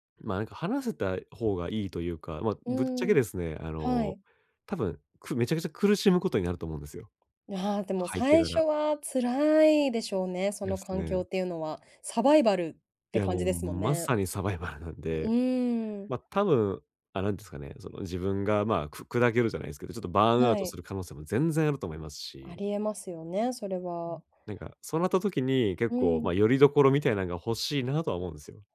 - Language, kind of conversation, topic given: Japanese, advice, 長期的な将来についての不安や期待を、パートナーとどのように共有すればよいですか？
- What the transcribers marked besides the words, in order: none